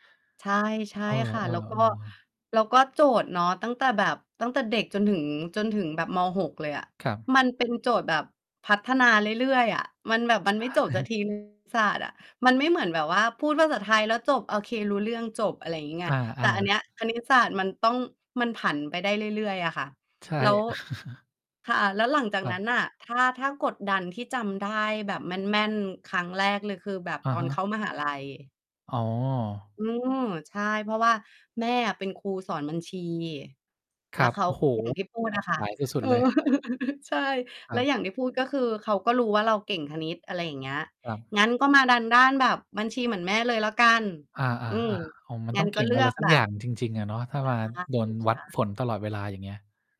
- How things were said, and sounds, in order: distorted speech; chuckle; mechanical hum; chuckle
- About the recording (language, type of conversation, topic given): Thai, podcast, ความคาดหวังจากพ่อแม่เคยทำให้คุณรู้สึกกดดันไหม และอยากเล่าให้ฟังไหม?